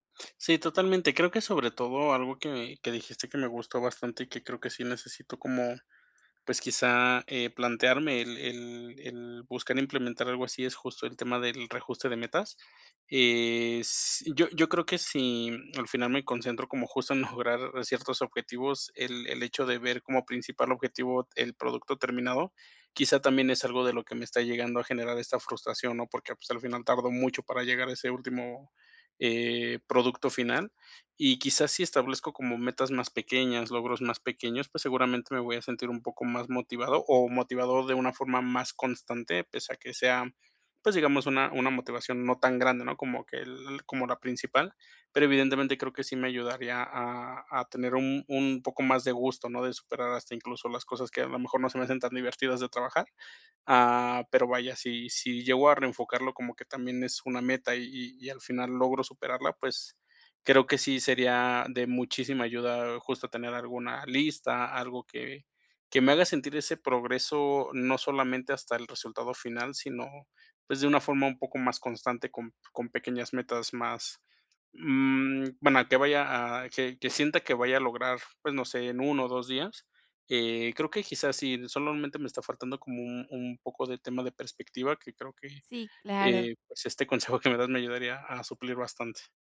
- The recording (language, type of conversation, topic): Spanish, advice, ¿Cómo puedo mantenerme motivado cuando mi progreso se estanca?
- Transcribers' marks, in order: none